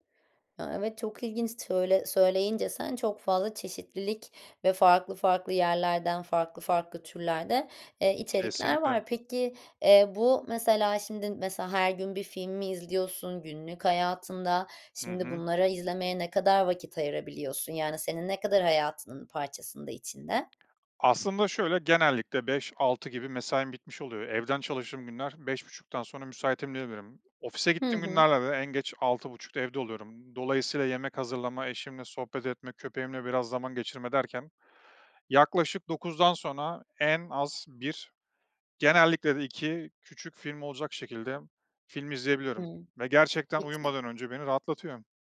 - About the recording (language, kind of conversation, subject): Turkish, podcast, Hobini günlük rutinine nasıl sığdırıyorsun?
- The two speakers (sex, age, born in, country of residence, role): female, 30-34, Turkey, Netherlands, host; male, 35-39, Turkey, Estonia, guest
- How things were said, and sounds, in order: tapping